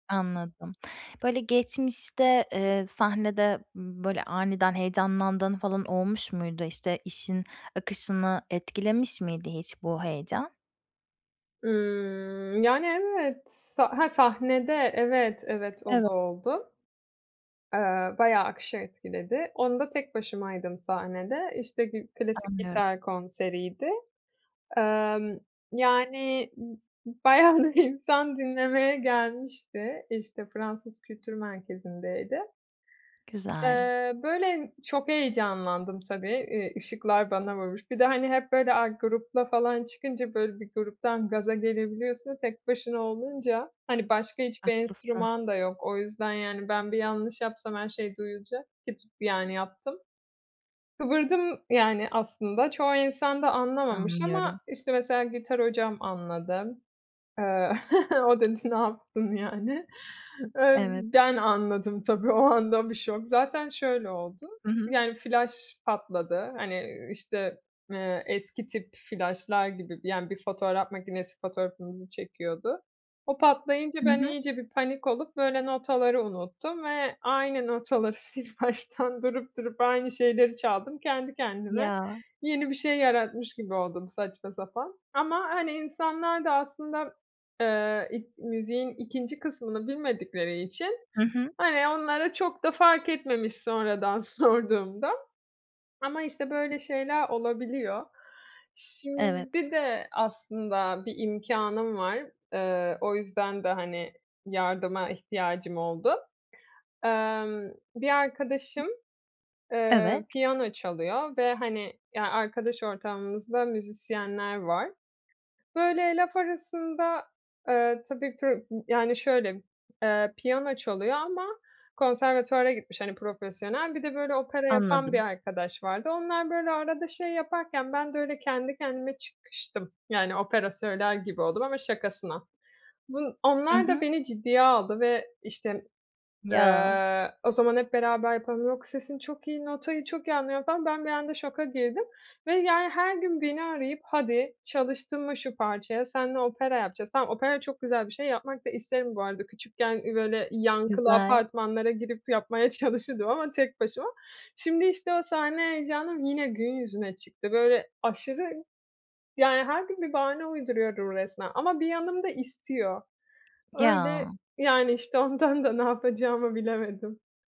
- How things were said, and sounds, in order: unintelligible speech; drawn out: "Imm"; laughing while speaking: "b bayağı bir insan"; chuckle; laughing while speaking: "o dedi: Ne yaptın? yani"; other background noise; laughing while speaking: "sil baştan"; laughing while speaking: "sorduğumda"; put-on voice: "Sesin çok iyi., notayı çok iyi anlıyorum"; put-on voice: "Hadi"; laughing while speaking: "çalışırdım"; tapping; drawn out: "Ya"; laughing while speaking: "ondan da ne yapacağımı bilemedim"
- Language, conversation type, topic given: Turkish, advice, Sahneye çıkarken aşırı heyecan ve kaygıyı nasıl daha iyi yönetebilirim?